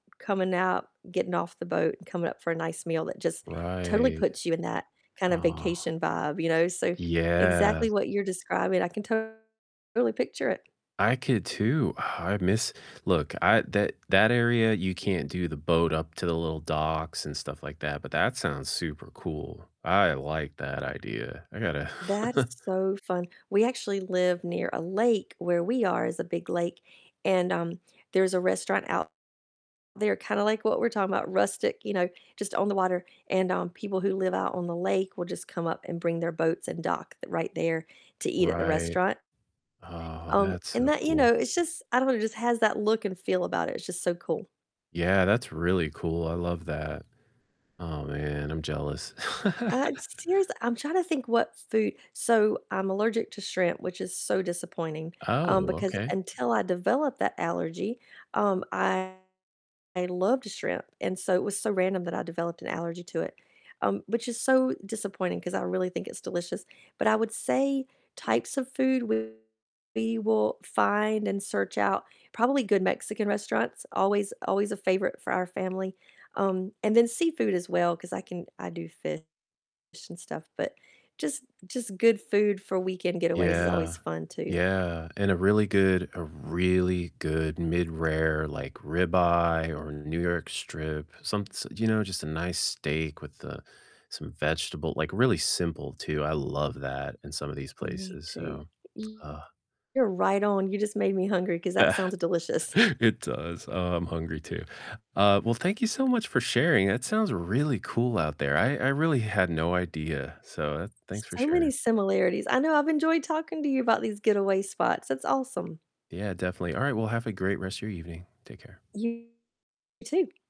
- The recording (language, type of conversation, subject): English, unstructured, What nearby weekend getaway spots within a few hours’ drive do you love, and what makes them special to you?
- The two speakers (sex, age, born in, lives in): female, 50-54, United States, United States; male, 50-54, United States, United States
- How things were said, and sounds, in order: distorted speech; chuckle; chuckle; tapping; unintelligible speech; chuckle; other background noise